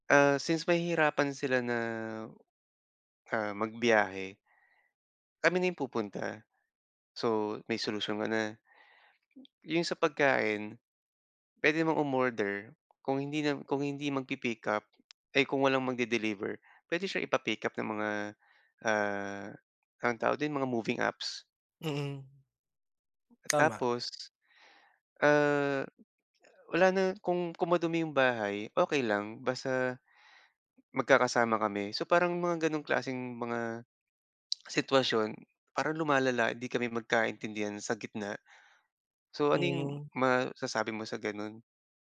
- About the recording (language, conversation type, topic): Filipino, advice, Paano ko malalaman kung bakit ako kumakain o nanonood kapag nadadala ako ng emosyon?
- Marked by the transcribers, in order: tongue click